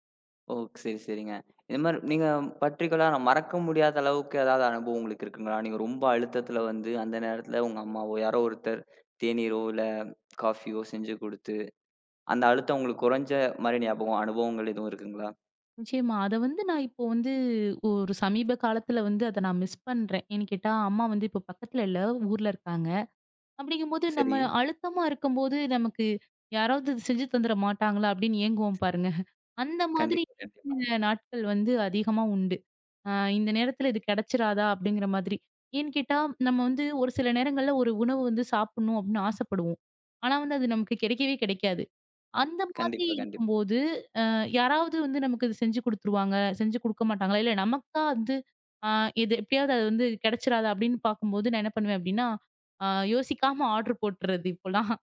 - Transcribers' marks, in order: in English: "பர்டிகுலர்ர"; in English: "காஃபியோ"; in English: "மிஸ்"; chuckle; in English: "ஆர்டர்"; chuckle
- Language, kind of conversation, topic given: Tamil, podcast, அழுத்தமான நேரத்தில் உங்களுக்கு ஆறுதலாக இருந்த உணவு எது?